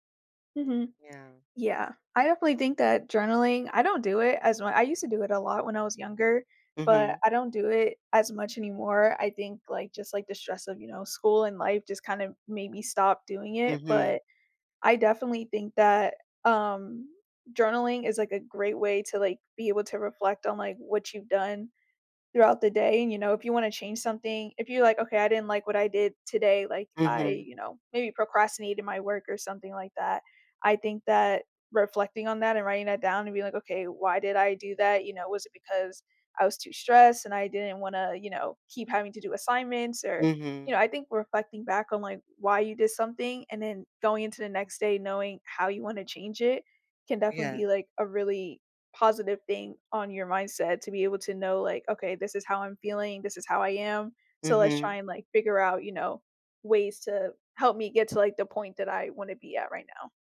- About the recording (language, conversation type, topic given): English, unstructured, What small habit makes you happier each day?
- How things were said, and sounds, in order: tapping